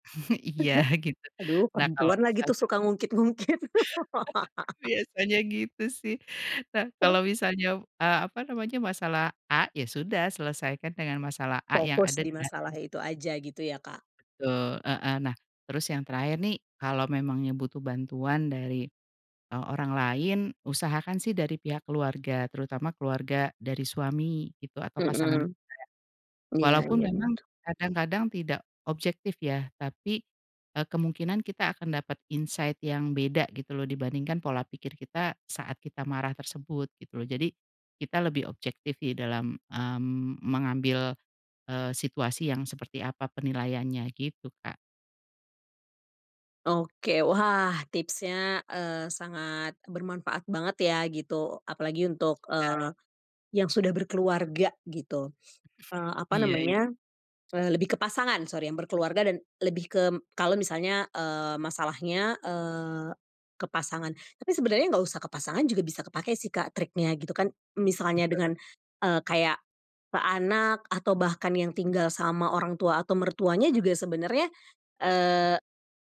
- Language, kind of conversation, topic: Indonesian, podcast, Bagaimana cara keluarga membicarakan masalah tanpa saling menyakiti?
- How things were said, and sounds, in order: chuckle; laughing while speaking: "Iya gitu"; chuckle; laughing while speaking: "ngungkit-ngungkit"; chuckle; laugh; other background noise; in English: "insight"; "ya" said as "yi"; chuckle; tapping